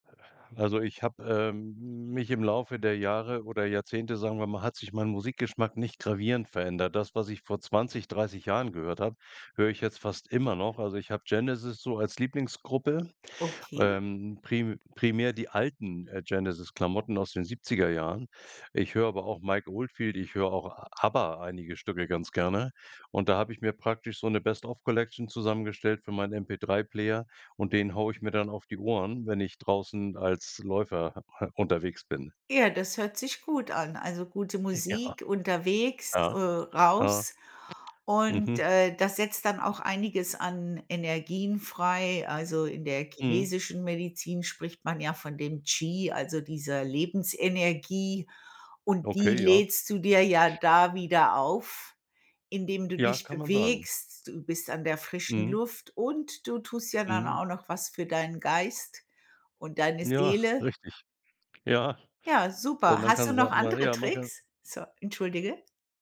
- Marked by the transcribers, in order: in English: "Best-of-Collection"; laughing while speaking: "Ja"; other background noise; laughing while speaking: "Ja"
- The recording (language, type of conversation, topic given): German, podcast, Wie gehst du mit kreativen Blockaden um?